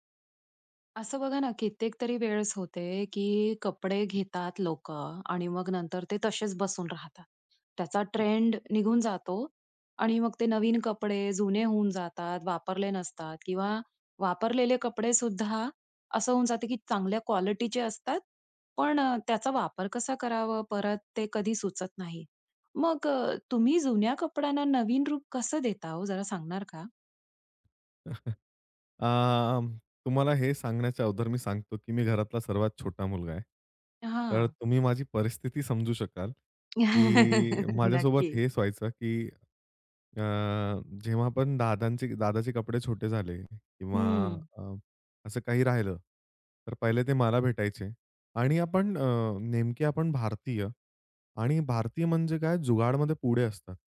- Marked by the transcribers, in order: tapping; chuckle; other background noise; chuckle
- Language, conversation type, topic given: Marathi, podcast, जुन्या कपड्यांना नवीन रूप देण्यासाठी तुम्ही काय करता?